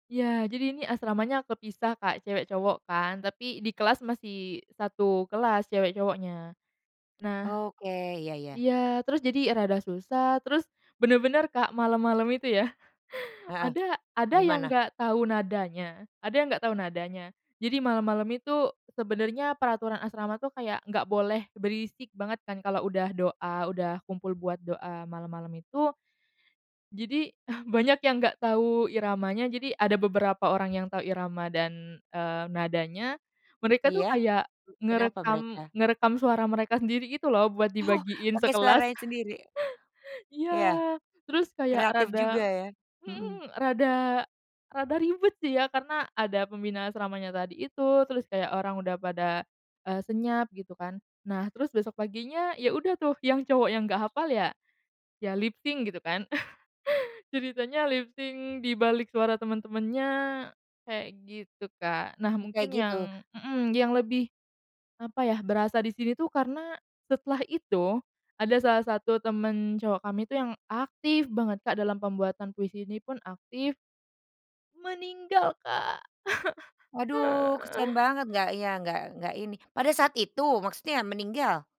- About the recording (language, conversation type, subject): Indonesian, podcast, Pernahkah kamu tiba-tiba teringat kenangan lama saat mendengar lagu baru?
- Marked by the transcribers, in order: tapping; chuckle; chuckle; other background noise; laughing while speaking: "Oh"; chuckle; in English: "lip sync"; chuckle; in English: "lip sync"; sad: "meninggal, Kak"; crying